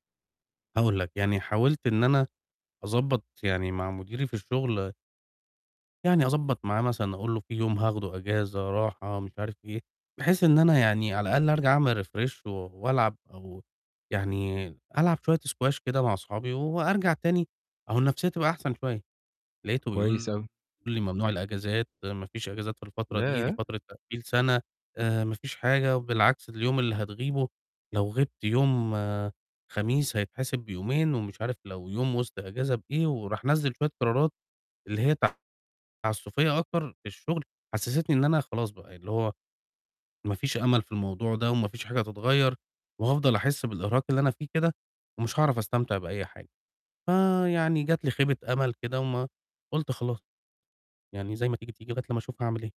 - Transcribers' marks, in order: in English: "refresh"; distorted speech
- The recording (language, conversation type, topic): Arabic, advice, إزاي أتعامل مع الإحساس بالإرهاق المستمر وإنّي مش قادر أستمتع بهواياتي؟